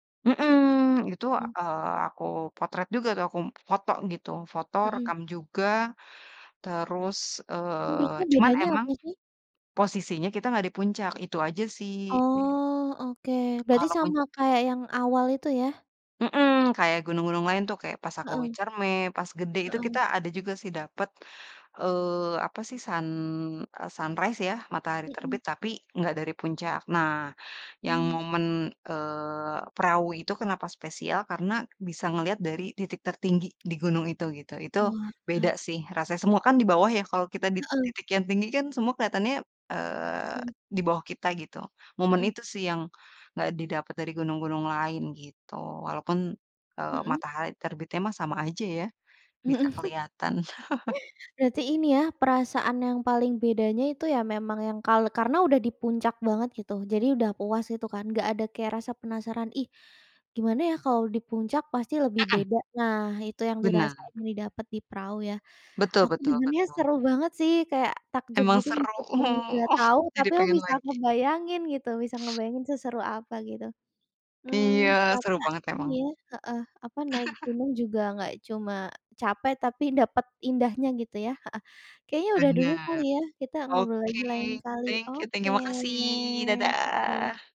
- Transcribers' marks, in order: other background noise; tapping; in English: "sunrise"; laughing while speaking: "Mhm"; chuckle; chuckle; in English: "thank you thank you"
- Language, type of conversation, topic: Indonesian, podcast, Apa matahari terbit atau matahari terbenam terbaik yang pernah kamu lihat?